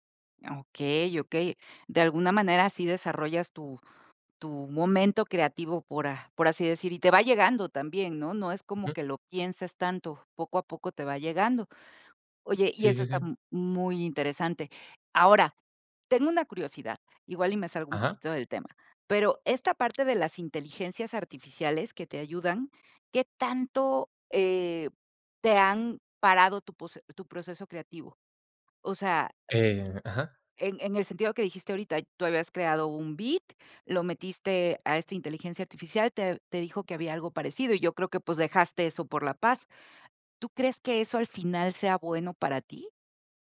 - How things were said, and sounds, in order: tapping
- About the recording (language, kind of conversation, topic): Spanish, podcast, ¿Qué haces cuando te bloqueas creativamente?